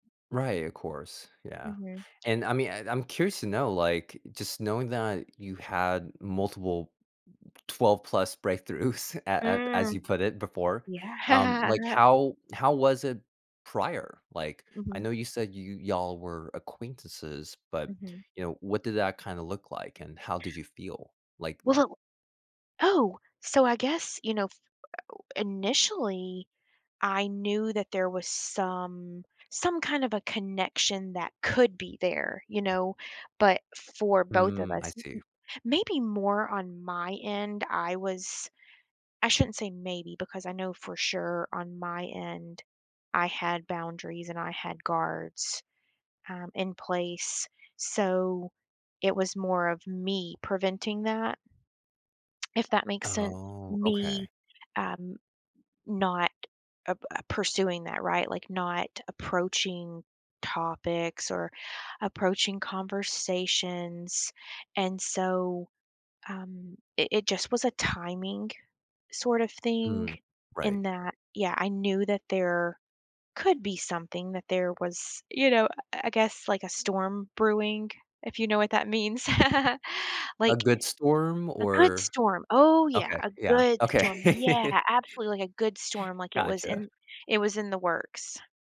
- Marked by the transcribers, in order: laughing while speaking: "breakthroughs"; drawn out: "Yeah"; laughing while speaking: "Yeah"; other noise; stressed: "could"; other background noise; laugh; laughing while speaking: "okay"
- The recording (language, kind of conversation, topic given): English, advice, How can I express gratitude and deepen my friendship after a meaningful conversation?
- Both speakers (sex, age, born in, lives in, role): female, 40-44, United States, United States, user; male, 30-34, United States, United States, advisor